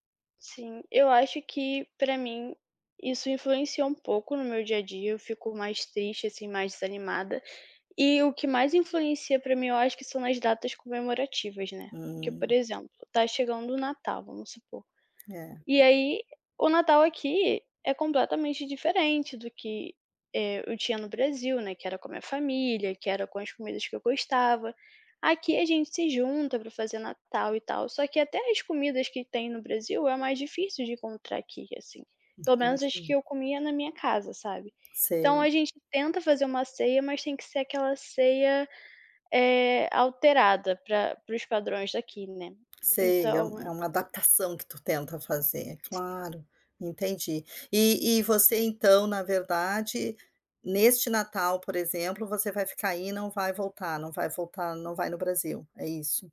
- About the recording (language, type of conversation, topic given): Portuguese, advice, Como lidar com uma saudade intensa de casa e das comidas tradicionais?
- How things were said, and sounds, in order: tapping